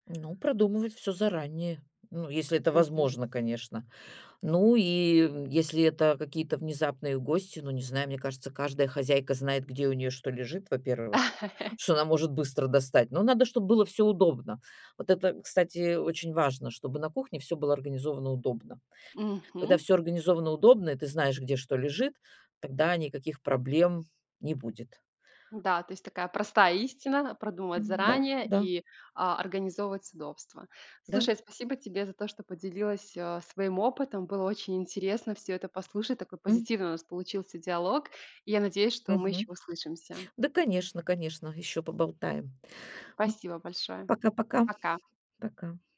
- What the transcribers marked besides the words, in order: chuckle; "Спасибо" said as "пасибо"
- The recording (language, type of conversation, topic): Russian, podcast, Как организовать готовку, чтобы не носиться по кухне в последний момент?